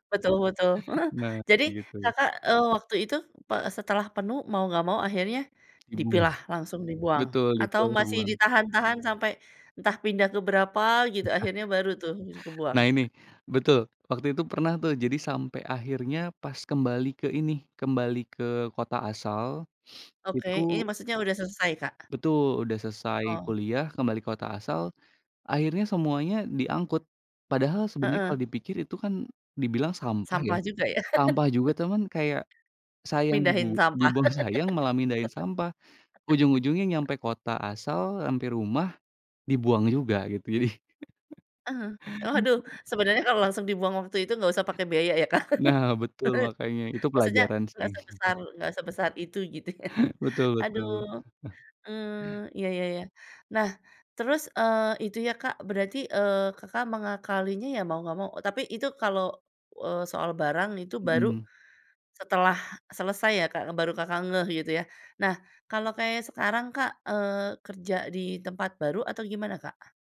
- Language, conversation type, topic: Indonesian, podcast, Bagaimana cara membuat kamar kos yang kecil terasa lebih luas?
- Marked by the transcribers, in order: chuckle; unintelligible speech; chuckle; tapping; laugh; other background noise; laugh; chuckle; laugh; chuckle; chuckle